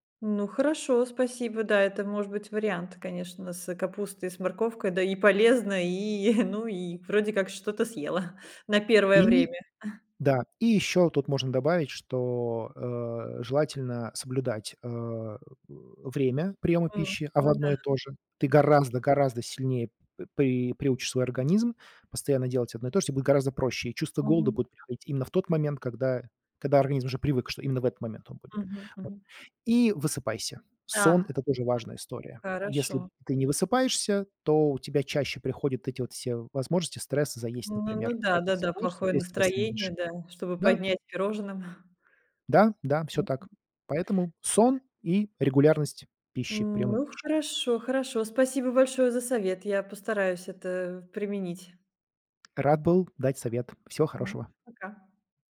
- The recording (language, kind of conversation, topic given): Russian, advice, Почему меня тревожит путаница из-за противоречивых советов по питанию?
- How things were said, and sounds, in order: chuckle; other background noise; background speech; chuckle; tapping